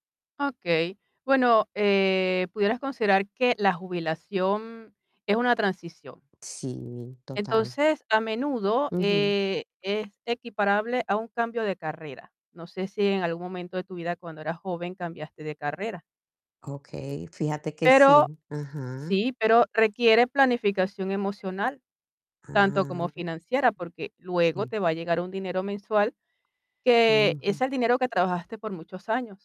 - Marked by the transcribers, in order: static
- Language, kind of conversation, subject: Spanish, advice, ¿Cómo te sientes con la jubilación y qué nuevas formas de identidad y rutina diaria estás buscando?